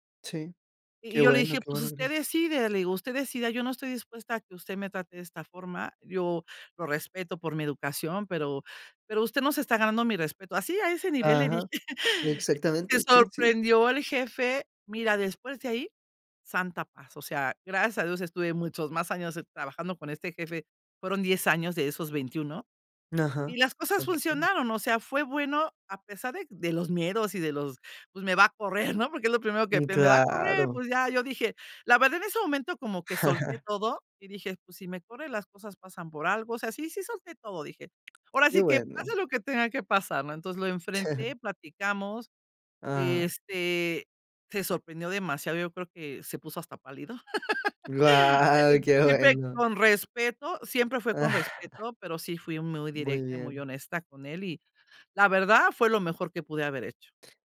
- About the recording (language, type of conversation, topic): Spanish, podcast, ¿Cómo priorizar metas cuando todo parece urgente?
- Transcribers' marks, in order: laughing while speaking: "dije"; chuckle; chuckle; laughing while speaking: "Guau"; laugh; chuckle